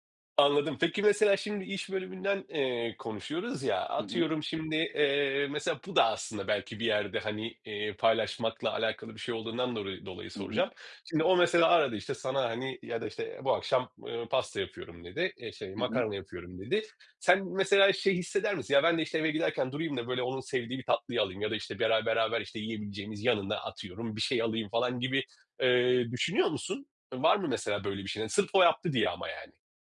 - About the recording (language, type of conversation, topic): Turkish, podcast, Eşler arasında iş bölümü nasıl adil bir şekilde belirlenmeli?
- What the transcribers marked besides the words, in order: other background noise; tapping